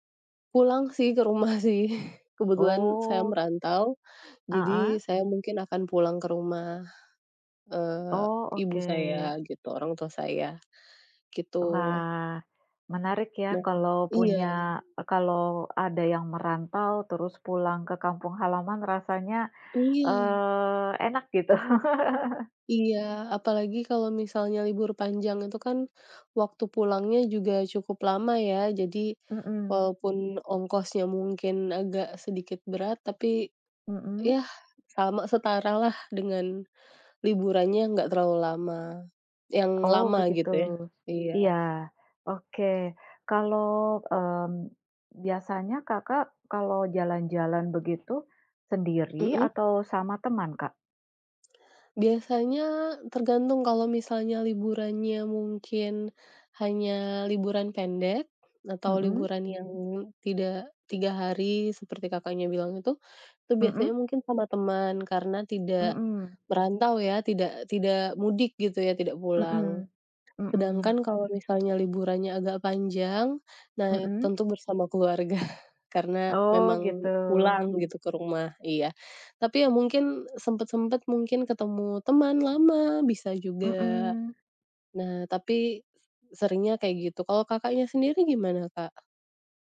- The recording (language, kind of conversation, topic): Indonesian, unstructured, Apa kegiatan favoritmu saat libur panjang tiba?
- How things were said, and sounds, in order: laughing while speaking: "ke rumah sih"; other background noise; laugh; tapping; laughing while speaking: "keluarga"